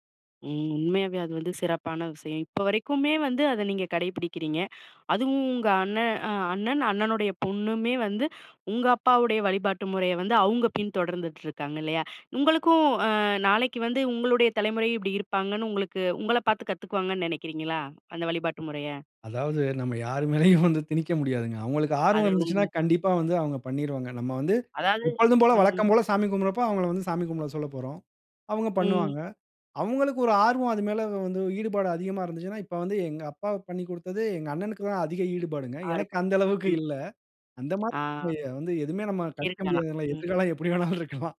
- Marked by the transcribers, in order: laughing while speaking: "யார் மேலயும் வந்து திணிக்க முடியாதுங்க"; other background noise; other noise; laughing while speaking: "எப்பிடி வேணாலும் இருக்கலாம்"
- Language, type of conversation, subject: Tamil, podcast, உங்கள் வீட்டில் காலை வழிபாடு எப்படிச் நடைபெறுகிறது?